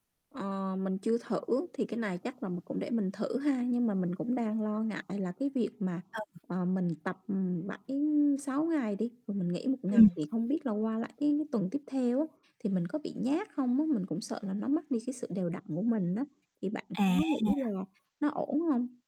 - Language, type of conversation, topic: Vietnamese, advice, Làm thế nào để bạn duy trì thói quen tập thể dục đều đặn?
- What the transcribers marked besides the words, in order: tapping; other background noise; static; distorted speech